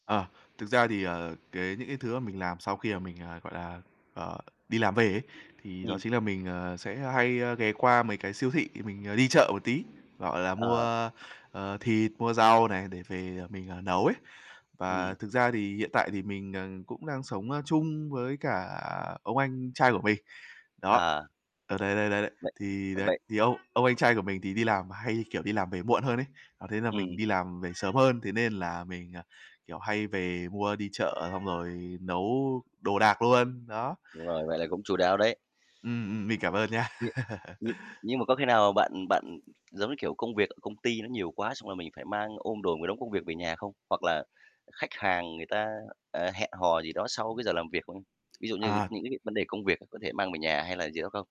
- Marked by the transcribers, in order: static; tapping; distorted speech; other animal sound; laughing while speaking: "nhá"; laugh; other background noise
- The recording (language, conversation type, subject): Vietnamese, podcast, Bạn cân bằng giữa công việc và cuộc sống như thế nào?